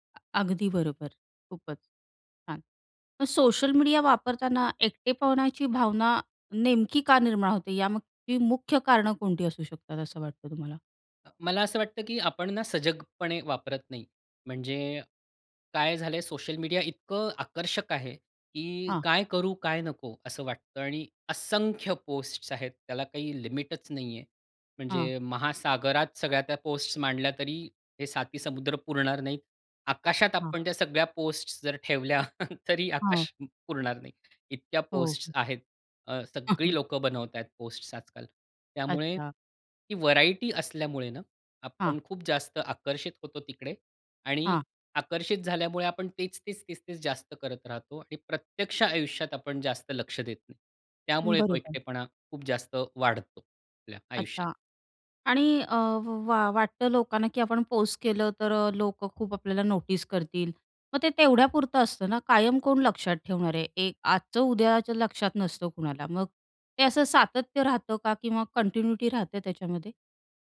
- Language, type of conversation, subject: Marathi, podcast, सोशल मीडियामुळे एकटेपणा कमी होतो की वाढतो, असं तुम्हाला वाटतं का?
- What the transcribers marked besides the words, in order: tapping; chuckle; other background noise; chuckle; in English: "कंटिन्युटी"